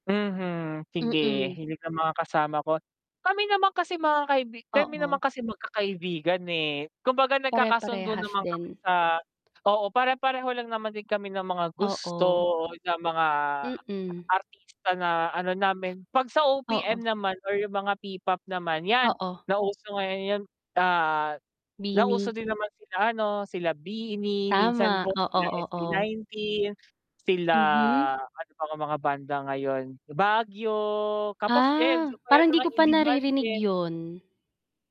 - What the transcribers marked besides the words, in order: distorted speech; other background noise; static; tapping
- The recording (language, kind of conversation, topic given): Filipino, unstructured, Paano mo pipiliin ang iyong talaan ng mga awitin para sa isang biyahe sa kalsada?